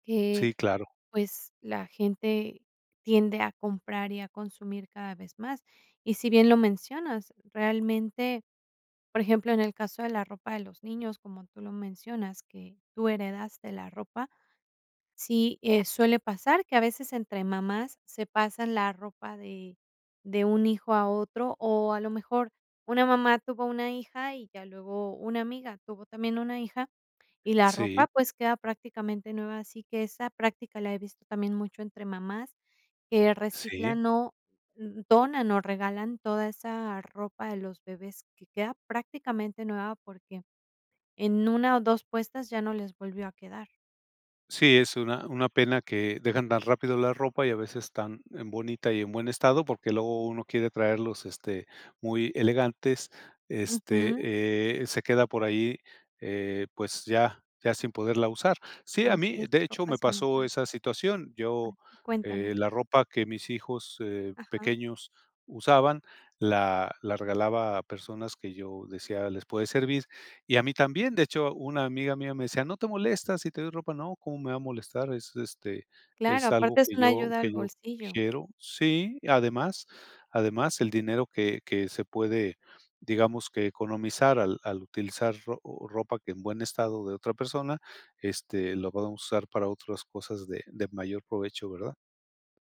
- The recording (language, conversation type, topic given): Spanish, podcast, ¿Prefieres comprar cosas nuevas o de segunda mano y por qué?
- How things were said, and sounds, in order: none